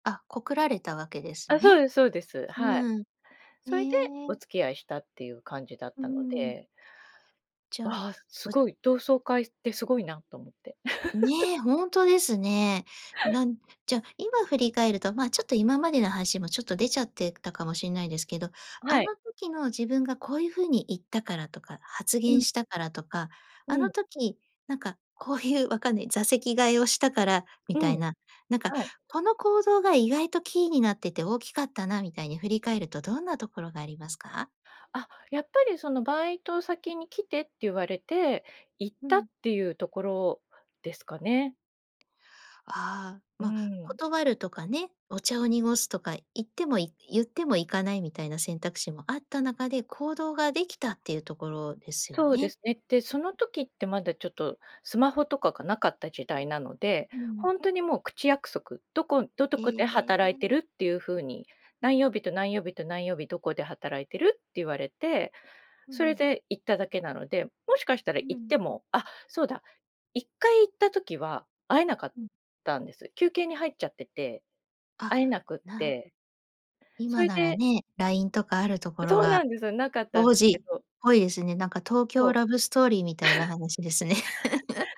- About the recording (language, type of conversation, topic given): Japanese, podcast, 偶然の出会いから始まった友情や恋のエピソードはありますか？
- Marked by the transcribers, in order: laugh; laugh